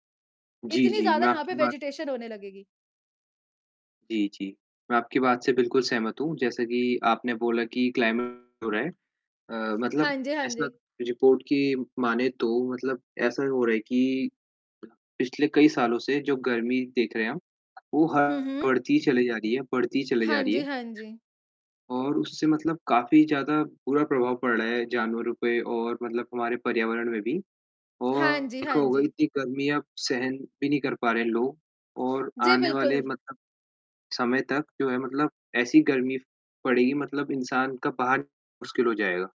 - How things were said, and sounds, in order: in English: "वेजिटेशन"; distorted speech; in English: "क्लाइमेट"; in English: "रिपोर्ट"; tapping; other background noise
- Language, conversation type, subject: Hindi, unstructured, ग्लोबल वार्मिंग को रोकने के लिए एक आम आदमी क्या कर सकता है?